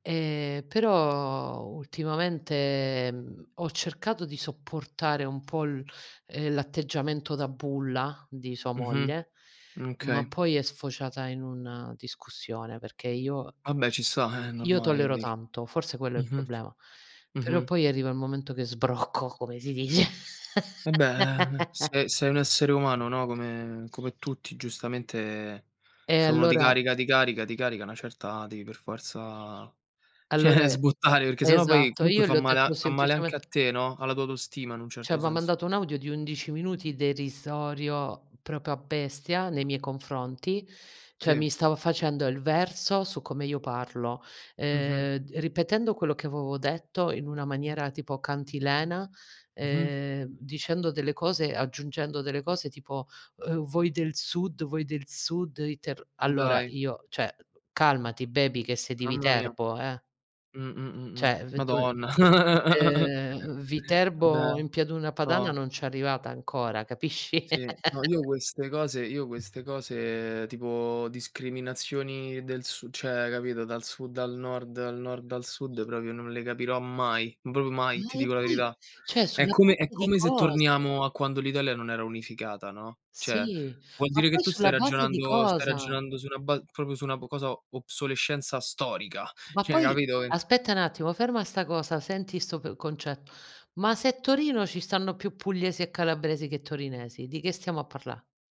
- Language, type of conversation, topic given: Italian, unstructured, Come gestisci un disaccordo con un amico stretto?
- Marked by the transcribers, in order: drawn out: "Ehm, però, ultimamente"; tapping; other background noise; laughing while speaking: "sbrocco, come si dice"; chuckle; "cioè" said as "ceh"; laughing while speaking: "sbottare"; "Cioè" said as "ceh"; put-on voice: "Uhm, voi del sud voi del sud, i terr"; "Cioè" said as "ceh"; "Cioè" said as "ceh"; unintelligible speech; chuckle; chuckle; "cioè" said as "ceh"; "Cioè" said as "ceh"; "Cioè" said as "ceh"